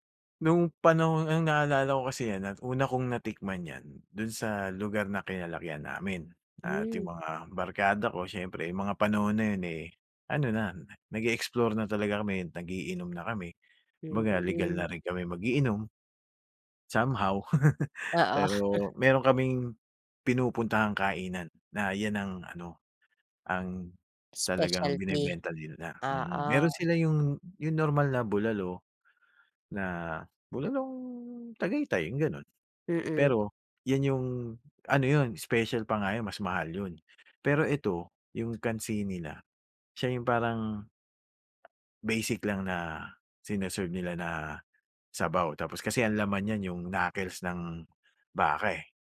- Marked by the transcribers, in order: giggle; tapping; in English: "knuckles"
- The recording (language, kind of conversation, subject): Filipino, podcast, Ano ang paborito mong lokal na pagkain, at bakit?